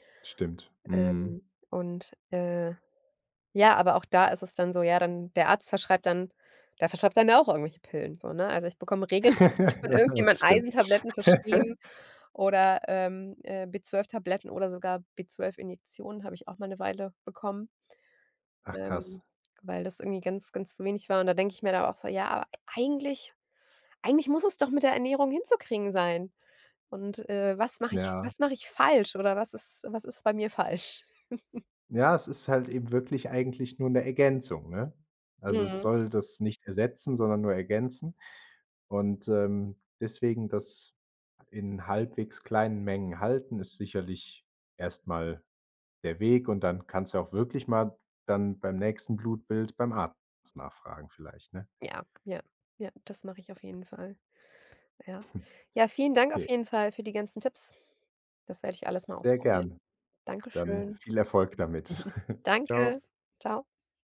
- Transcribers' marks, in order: chuckle; laughing while speaking: "Ja, das"; chuckle; other background noise; chuckle; snort; chuckle; tapping
- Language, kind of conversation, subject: German, advice, Wie gehst du mit deiner Verunsicherung durch widersprüchliche Ernährungstipps in den Medien um?